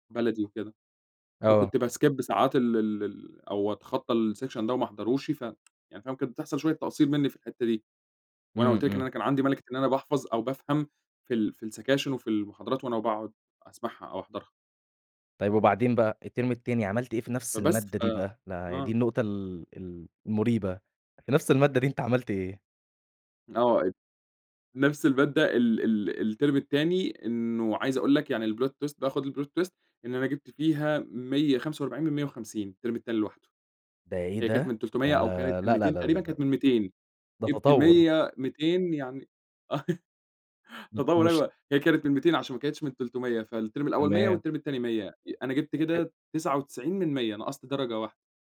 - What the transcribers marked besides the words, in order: in English: "بskip"; in English: "الsection"; tsk; in English: "السكاشن"; in English: "التيرم"; in English: "التيرم"; in English: "الplot twist"; in English: "الplot twist"; in English: "التيرم"; laugh; unintelligible speech; in English: "فالتيرم"; in English: "والتيرم"; unintelligible speech
- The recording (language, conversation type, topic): Arabic, podcast, إمتى حصل معاك إنك حسّيت بخوف كبير وده خلّاك تغيّر حياتك؟